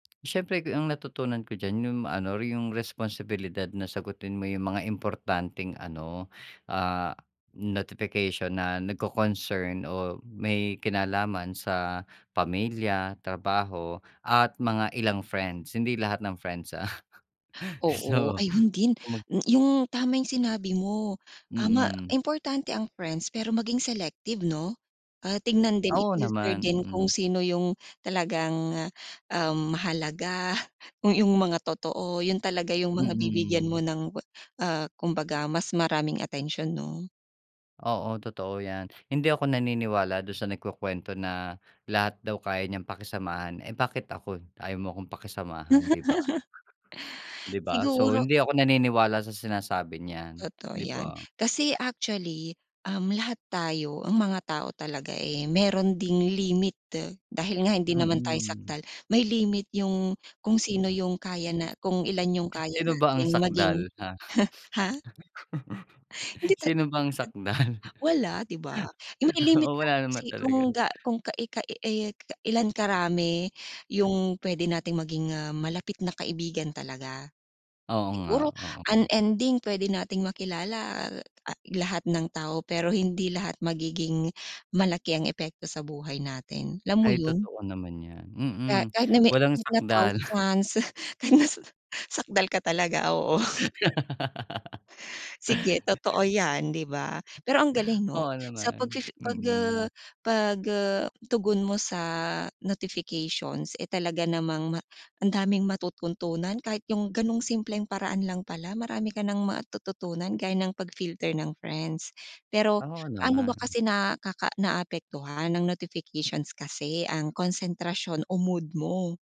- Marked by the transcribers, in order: chuckle; unintelligible speech; laughing while speaking: "mahalaga"; laugh; gasp; other background noise; tapping; chuckle; unintelligible speech; laugh; laughing while speaking: "sakdal"; laugh; laughing while speaking: "kahit na mase"; laugh; gasp; chuckle; "matututunan" said as "matutuntunan"
- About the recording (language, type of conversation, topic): Filipino, podcast, May mga praktikal ka bang payo kung paano mas maayos na pamahalaan ang mga abiso sa telepono?